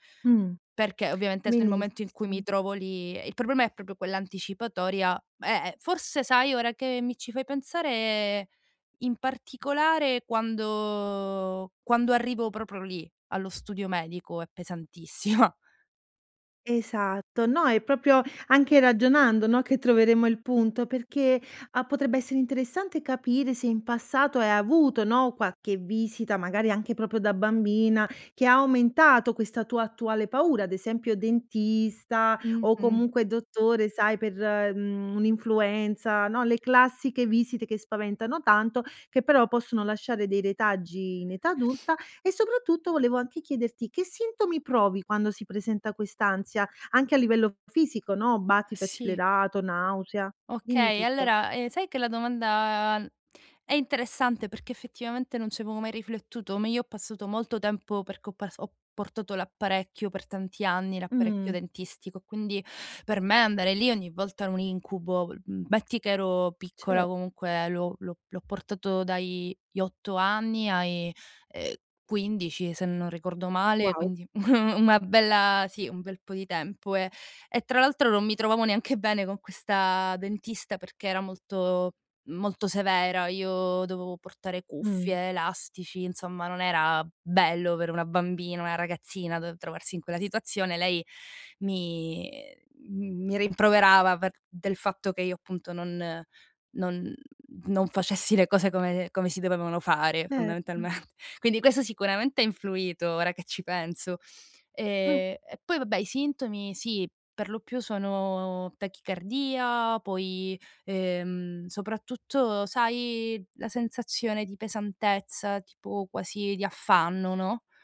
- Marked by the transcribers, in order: "proprio" said as "propio"; "proprio" said as "propro"; laughing while speaking: "pesantissima"; "qualche" said as "quacche"; "proprio" said as "propio"; unintelligible speech; laughing while speaking: "u una"; laughing while speaking: "fondamentalment"; other background noise
- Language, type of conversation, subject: Italian, advice, Come descriveresti la tua ansia anticipatoria prima di visite mediche o esami?